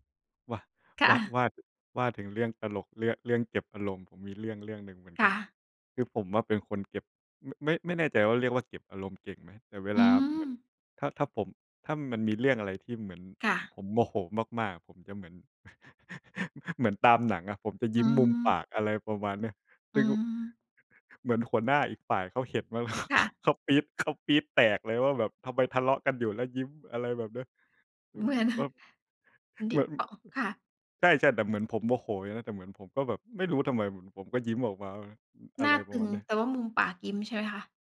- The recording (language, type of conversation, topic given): Thai, unstructured, เมื่อไหร่ที่คุณคิดว่าความซื่อสัตย์เป็นเรื่องยากที่สุด?
- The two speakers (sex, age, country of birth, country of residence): female, 35-39, Thailand, Thailand; male, 25-29, Thailand, Thailand
- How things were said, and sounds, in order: tapping; laughing while speaking: "ค่ะ"; chuckle; other noise; giggle; chuckle